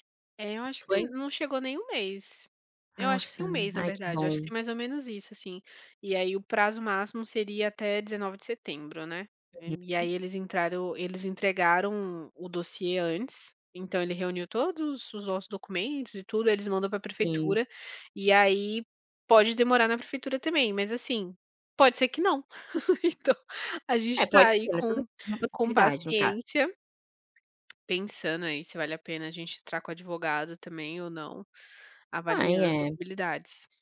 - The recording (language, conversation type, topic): Portuguese, unstructured, O que faz você se sentir grato hoje?
- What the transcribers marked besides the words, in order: laugh; laughing while speaking: "Então"; tapping